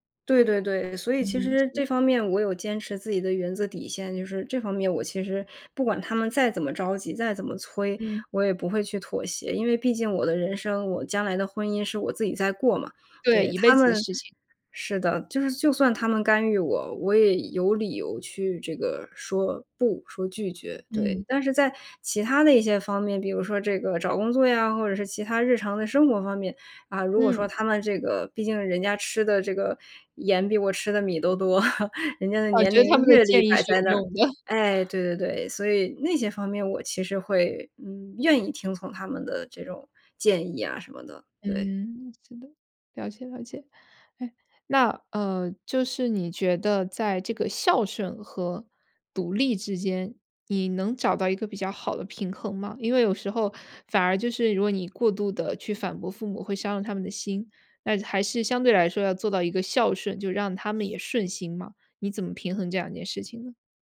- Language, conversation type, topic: Chinese, podcast, 当父母干预你的生活时，你会如何回应？
- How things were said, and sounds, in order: laugh; laugh